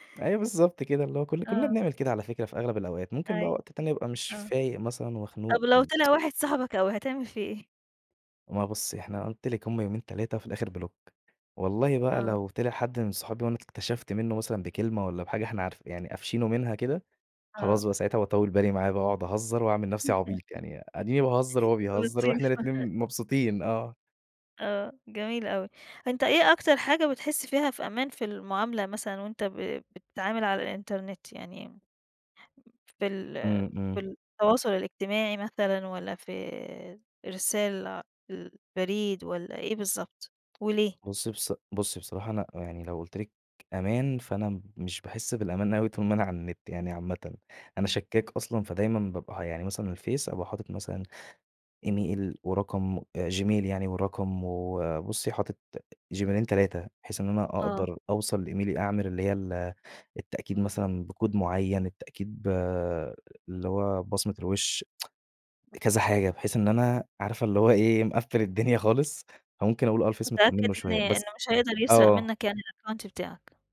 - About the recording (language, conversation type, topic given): Arabic, podcast, إزاي بتحافظ على خصوصيتك على الإنترنت؟
- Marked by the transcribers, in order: tsk; in English: "بلوك"; chuckle; tapping; laughing while speaking: "لطيفة"; other background noise; in English: "إيميل"; in English: "لإيميلي"; in English: "بكود"; tsk; other noise; laughing while speaking: "مِقفّل"; in English: "الأكونت"